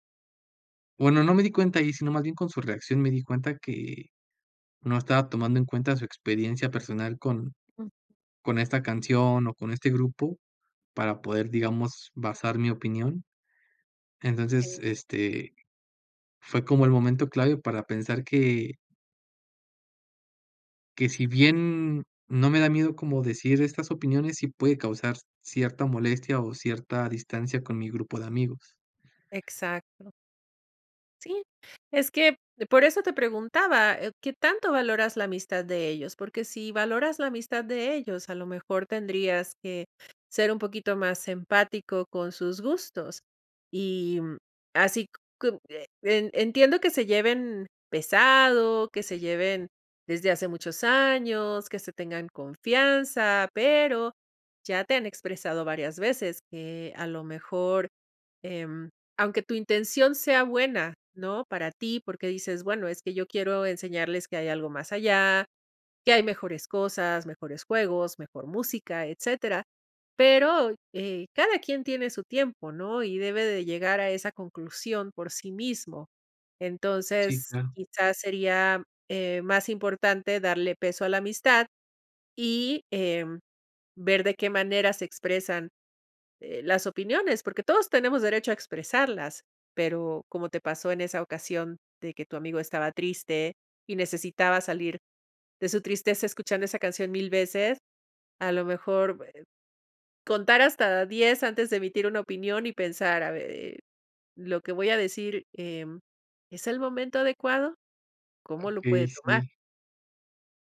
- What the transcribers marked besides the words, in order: none
- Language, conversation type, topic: Spanish, advice, ¿Cómo te sientes cuando temes compartir opiniones auténticas por miedo al rechazo social?